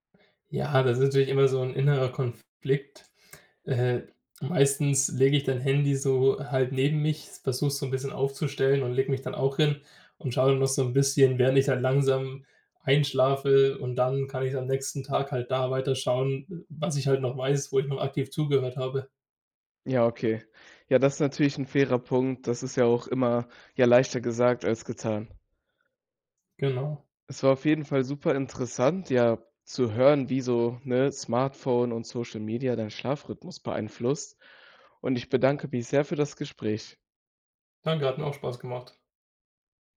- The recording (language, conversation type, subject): German, podcast, Beeinflusst dein Smartphone deinen Schlafrhythmus?
- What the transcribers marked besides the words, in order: other background noise